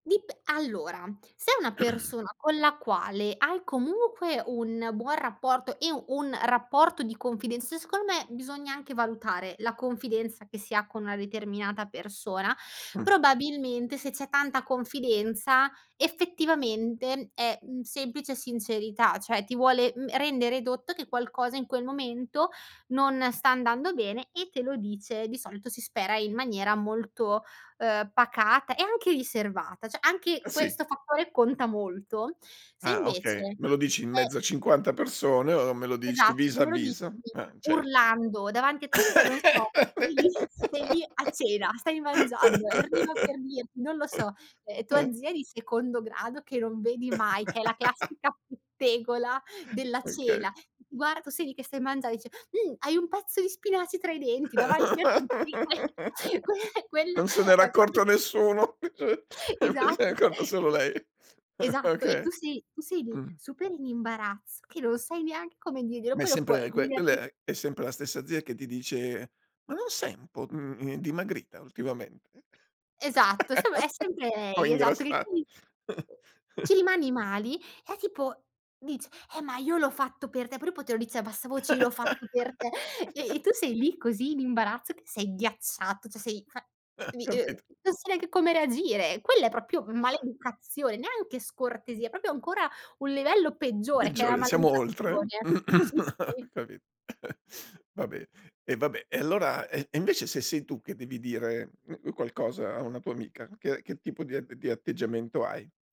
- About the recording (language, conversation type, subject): Italian, podcast, Qual è, secondo te, il confine tra sincerità e scortesia?
- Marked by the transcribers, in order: throat clearing; "cioè" said as "ceh"; in French: "vis a vis"; laugh; unintelligible speech; "cioè" said as "ceh"; laughing while speaking: "vai lì"; laugh; other background noise; laugh; "cena" said as "cela"; laugh; laughing while speaking: "que que quella è propio"; laughing while speaking: "nessuno, eh ceh se n'è accorto solo lei"; "proprio" said as "propio"; "cioè" said as "ceh"; chuckle; "cioè" said as "ceh"; unintelligible speech; unintelligible speech; chuckle; chuckle; "cioè" said as "ceh"; unintelligible speech; chuckle; laughing while speaking: "Capito"; "proprio" said as "propio"; "proprio" said as "propio"; throat clearing; chuckle